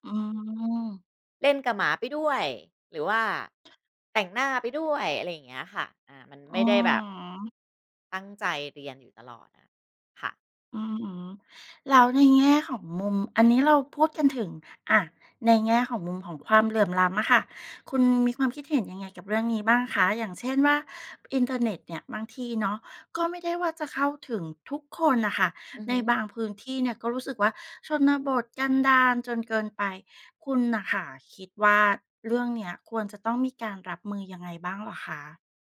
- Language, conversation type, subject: Thai, podcast, การเรียนออนไลน์เปลี่ยนแปลงการศึกษาอย่างไรในมุมมองของคุณ?
- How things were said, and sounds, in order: none